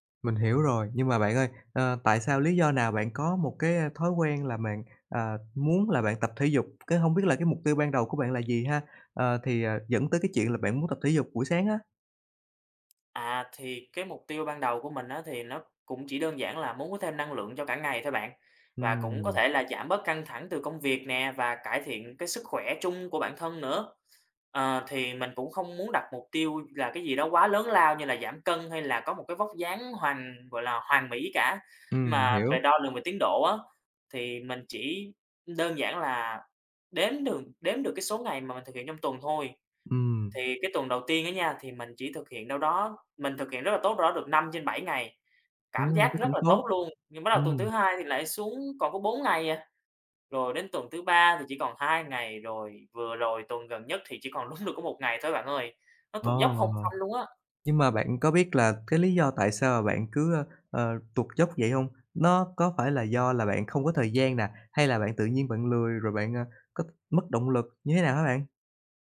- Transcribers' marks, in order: tapping; laughing while speaking: "đúng"
- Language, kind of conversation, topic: Vietnamese, advice, Tại sao tôi lại mất động lực sau vài tuần duy trì một thói quen, và làm sao để giữ được lâu dài?